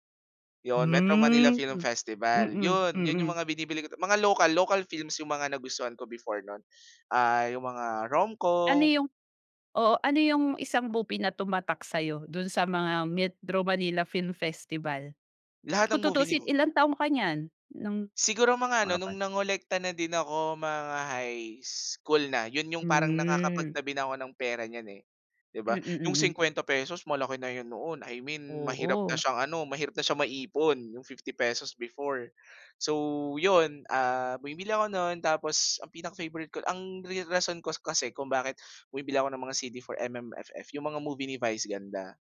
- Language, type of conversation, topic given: Filipino, podcast, Saan ka karaniwang kumukuha ng inspirasyon para sa musika, pelikula, o libro?
- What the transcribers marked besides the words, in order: tapping